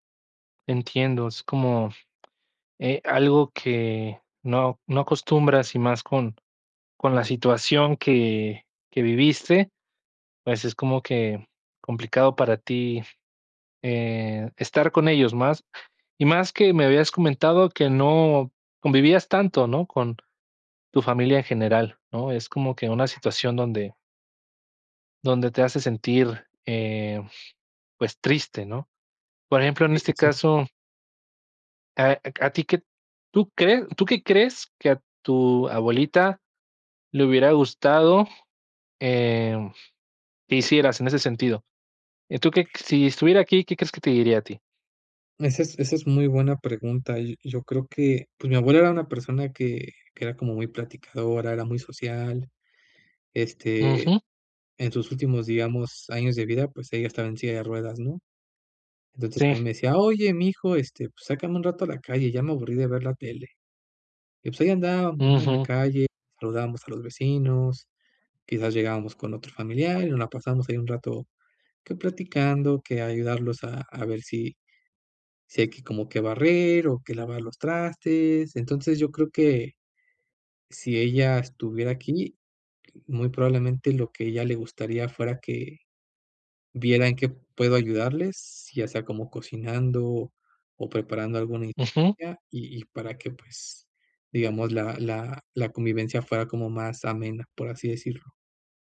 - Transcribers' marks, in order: tapping; unintelligible speech
- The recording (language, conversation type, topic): Spanish, advice, ¿Cómo ha influido una pérdida reciente en que replantees el sentido de todo?